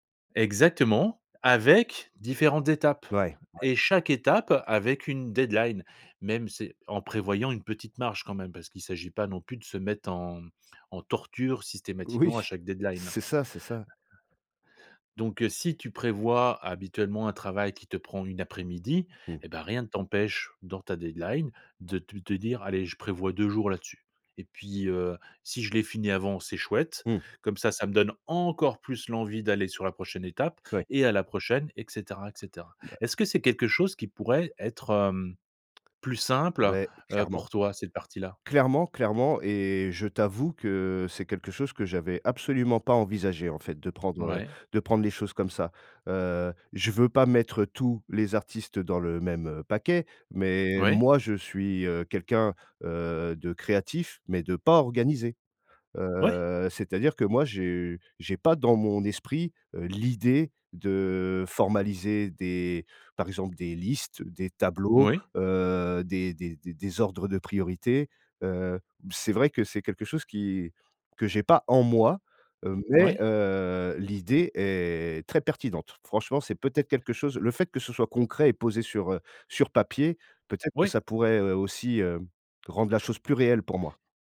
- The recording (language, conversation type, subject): French, advice, Comment le stress et l’anxiété t’empêchent-ils de te concentrer sur un travail important ?
- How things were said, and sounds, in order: in English: "deadline"; laughing while speaking: "Oui"; in English: "deadline"; in English: "deadline"; stressed: "encore"; tapping